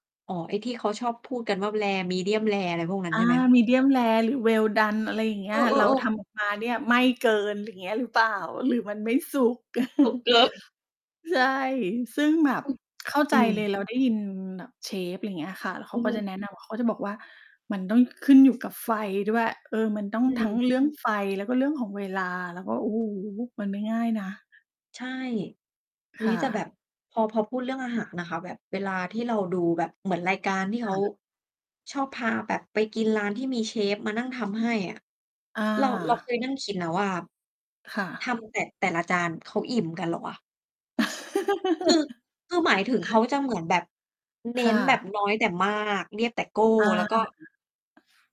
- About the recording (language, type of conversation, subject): Thai, unstructured, คุณเคยมีเมนูโปรดที่ทำเองแล้วรู้สึกภูมิใจไหม?
- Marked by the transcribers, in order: in English: "rare medium-rare"; distorted speech; in English: "medium-rare"; in English: "well-done"; other background noise; chuckle; chuckle; tapping